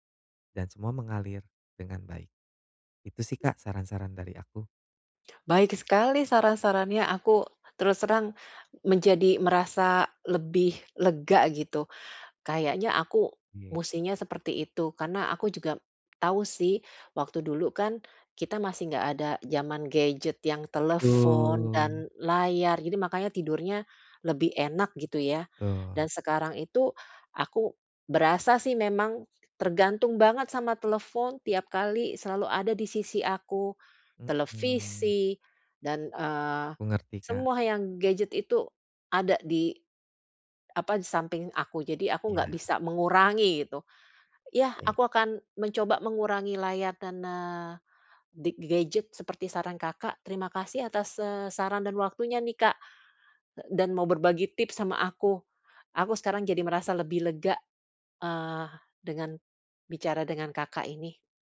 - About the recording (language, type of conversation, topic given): Indonesian, advice, Bagaimana cara memperbaiki kualitas tidur malam agar saya bisa tidur lebih nyenyak dan bangun lebih segar?
- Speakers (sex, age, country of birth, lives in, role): female, 50-54, Indonesia, Netherlands, user; male, 35-39, Indonesia, Indonesia, advisor
- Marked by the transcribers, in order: other background noise; drawn out: "Betul"